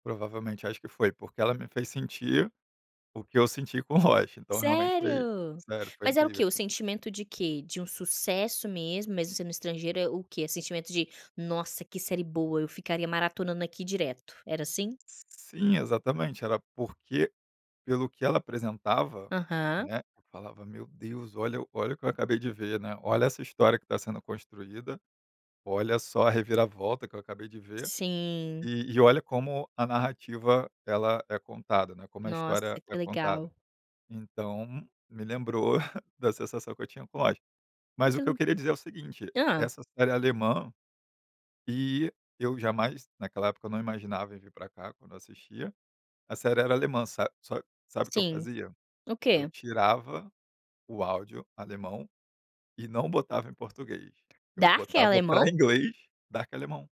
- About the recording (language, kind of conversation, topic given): Portuguese, podcast, Como você explica o sucesso de séries estrangeiras no Brasil?
- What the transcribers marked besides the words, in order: chuckle